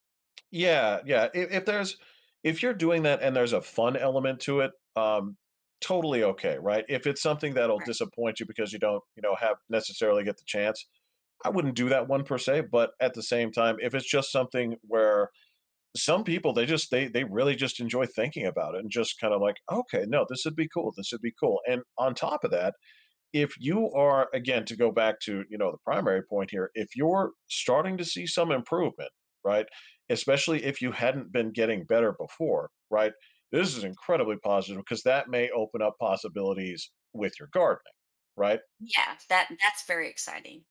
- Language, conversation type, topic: English, advice, How can I find more joy in small daily wins?
- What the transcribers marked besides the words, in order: none